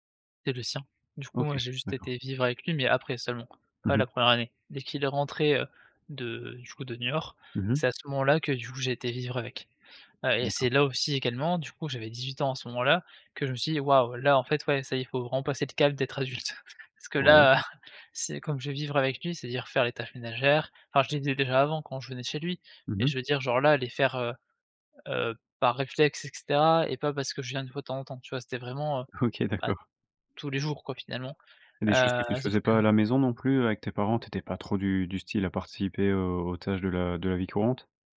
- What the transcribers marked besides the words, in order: chuckle; laughing while speaking: "OK. D'accord"
- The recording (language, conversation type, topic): French, podcast, Peux-tu raconter un moment où tu as dû devenir adulte du jour au lendemain ?